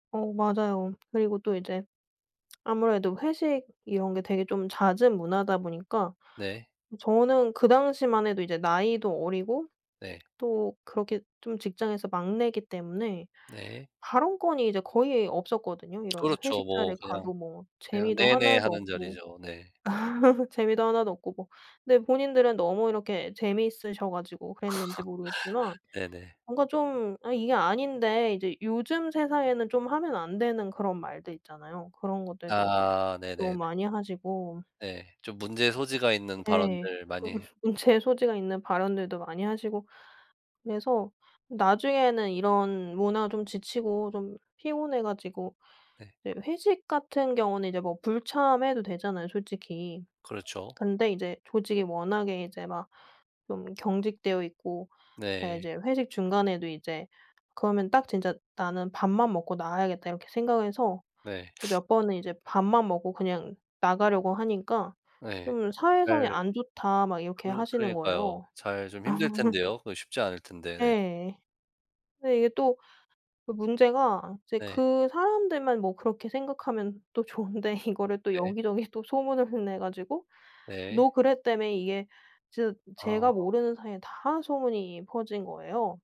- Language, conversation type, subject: Korean, podcast, 직장에서 경계를 건강하게 세우는 방법이 있을까요?
- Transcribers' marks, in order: tapping; other background noise; laugh; laugh; laughing while speaking: "좀"; teeth sucking; laughing while speaking: "아"; laughing while speaking: "좋은데"; laughing while speaking: "또"